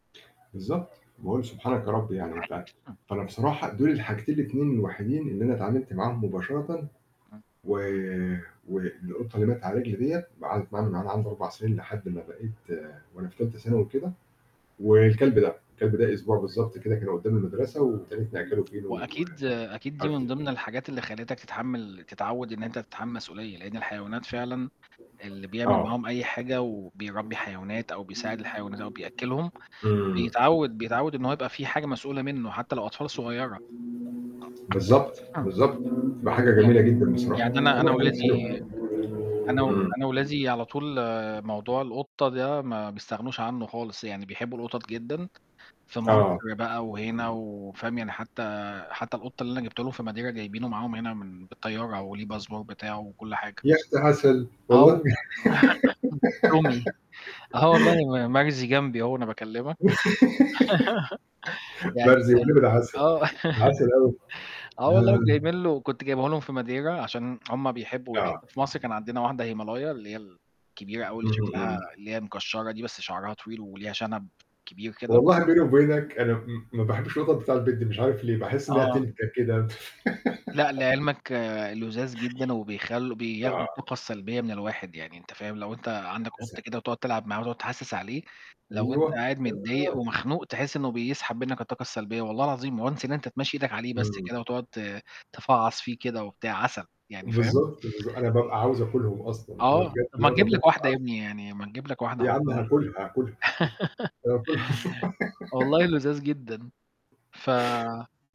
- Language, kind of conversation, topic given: Arabic, unstructured, هل إنت شايف إن تربية الحيوانات الأليفة بتساعد الواحد يتعلم المسؤولية؟
- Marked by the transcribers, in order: static; other background noise; sneeze; tapping; background speech; unintelligible speech; cough; other street noise; in English: "الباسبور"; unintelligible speech; cough; laugh; unintelligible speech; laugh; laugh; in English: "once"; unintelligible speech; unintelligible speech; laugh